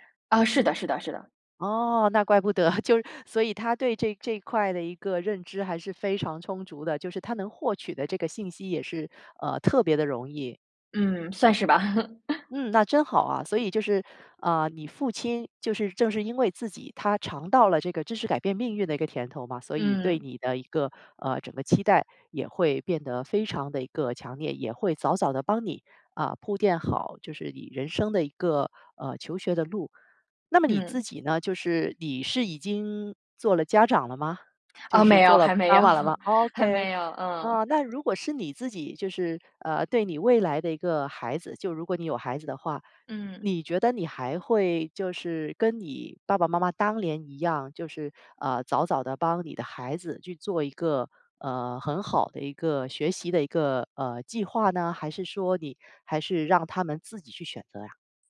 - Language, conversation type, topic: Chinese, podcast, 你家里人对你的学历期望有多高？
- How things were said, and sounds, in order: chuckle; laughing while speaking: "就"; laugh; laugh; laughing while speaking: "还没有"; "年" said as "连"